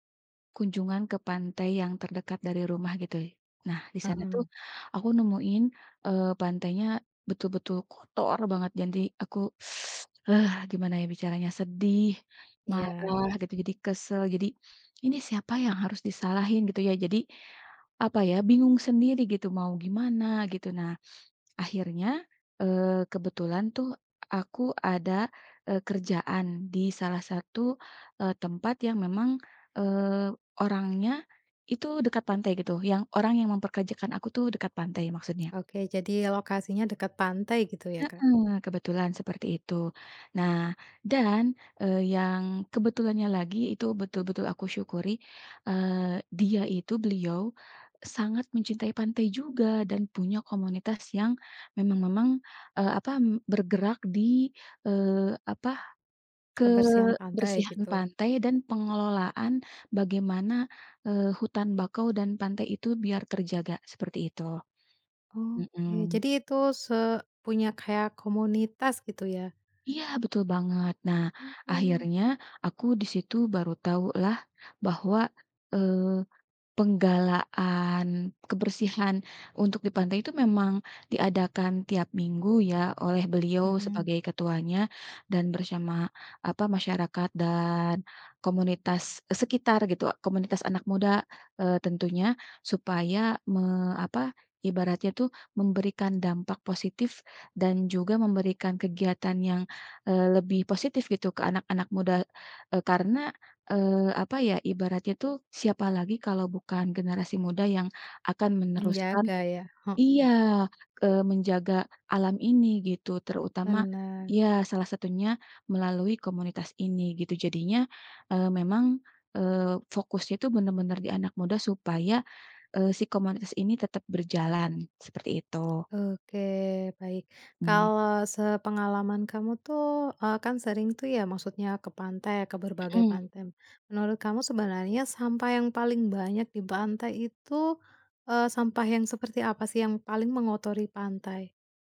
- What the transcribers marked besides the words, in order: stressed: "kotor"; teeth sucking; tapping; other background noise
- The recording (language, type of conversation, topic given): Indonesian, podcast, Kenapa penting menjaga kebersihan pantai?
- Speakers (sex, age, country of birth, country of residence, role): female, 30-34, Indonesia, Indonesia, host; female, 35-39, Indonesia, Indonesia, guest